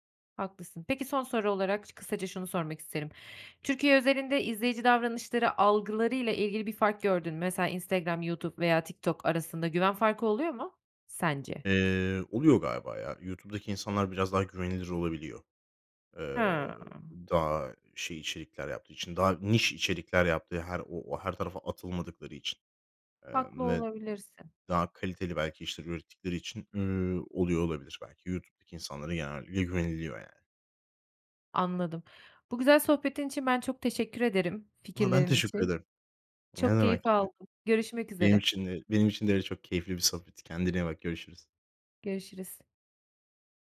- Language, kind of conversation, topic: Turkish, podcast, Influencerlar reklam yaptığında güvenilirlikleri nasıl etkilenir?
- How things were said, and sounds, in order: tapping